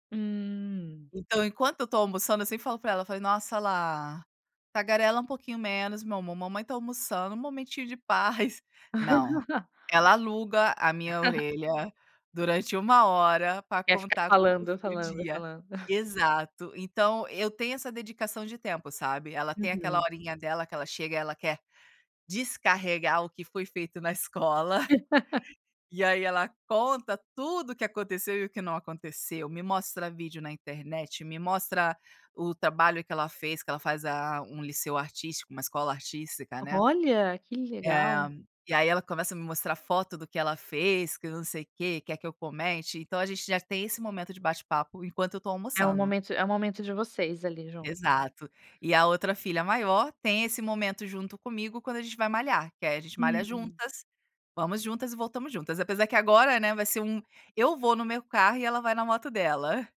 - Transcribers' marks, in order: chuckle; chuckle; other background noise; laugh
- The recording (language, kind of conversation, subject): Portuguese, podcast, Como você equilibra trabalho, lazer e autocuidado?